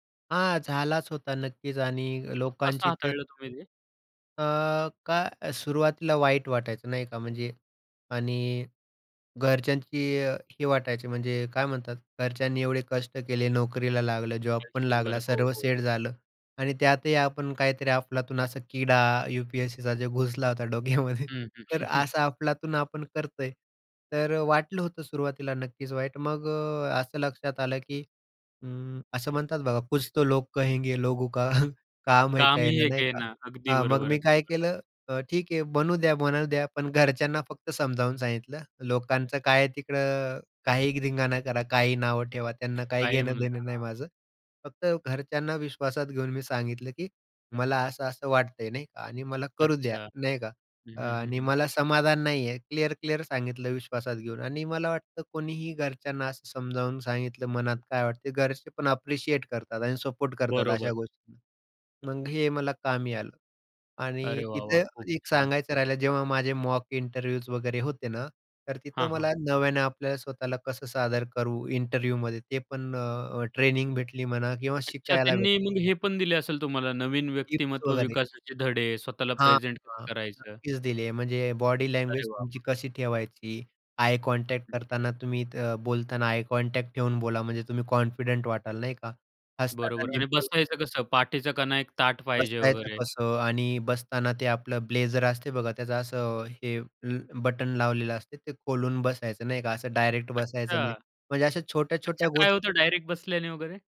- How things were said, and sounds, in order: laughing while speaking: "डोक्यामध्ये"; chuckle; in Hindi: "कुछ तो लोग कहेंगे लोगों का काम है कहना"; other background noise; in English: "ॲप्रिशिएट"; in English: "मॉक इंटरव्ह्यूज"; in English: "इंटरव्ह्यूमध्ये"; in English: "आय कॉन्टॅक्ट"; in English: "आय कॉन्टॅक्ट"
- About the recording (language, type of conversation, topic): Marathi, podcast, स्वतःला नव्या पद्धतीने मांडायला तुम्ही कुठून आणि कशी सुरुवात करता?